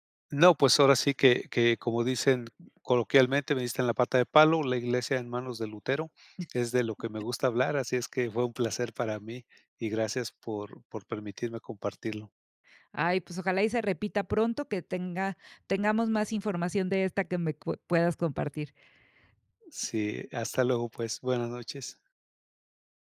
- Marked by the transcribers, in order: tapping; chuckle; other noise
- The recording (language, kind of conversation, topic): Spanish, podcast, ¿Qué mito sobre la educación dejaste atrás y cómo sucedió?